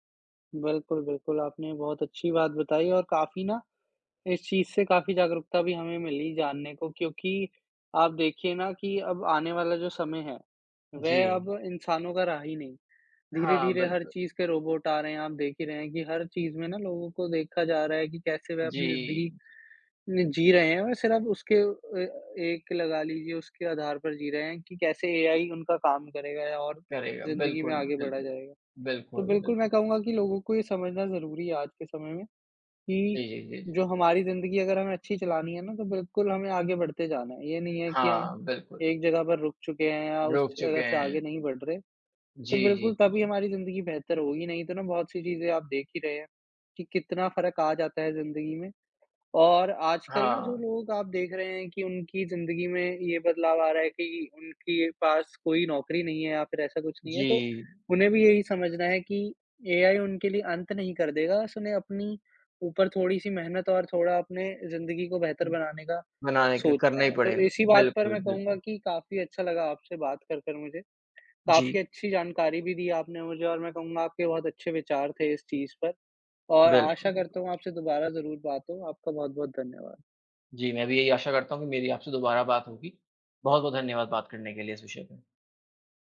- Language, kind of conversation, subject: Hindi, unstructured, क्या आपको लगता है कि कृत्रिम बुद्धिमत्ता मानवता के लिए खतरा है?
- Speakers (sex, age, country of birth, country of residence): male, 20-24, India, India; male, 20-24, India, India
- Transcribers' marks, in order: other background noise; other noise; tapping